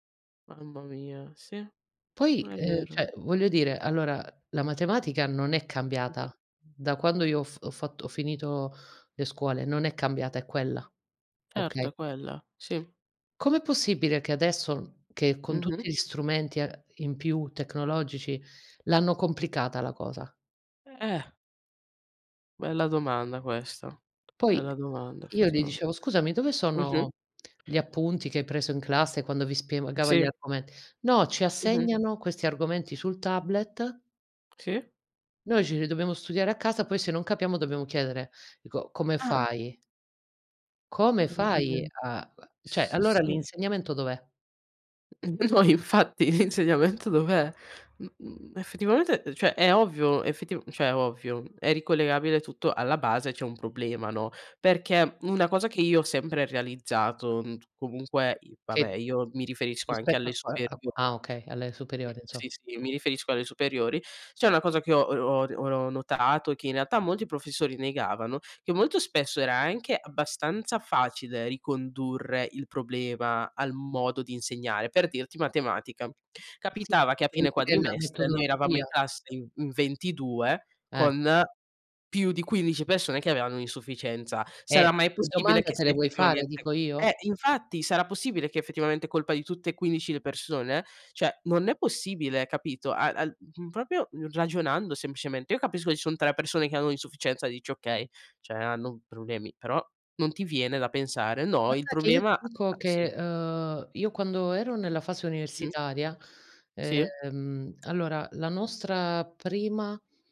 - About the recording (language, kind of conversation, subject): Italian, unstructured, Come pensi che la scuola possa migliorare l’apprendimento degli studenti?
- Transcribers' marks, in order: tapping; "spiegava" said as "spievgava"; unintelligible speech; "cioè" said as "ceh"; laughing while speaking: "N no"; "proprio" said as "propio"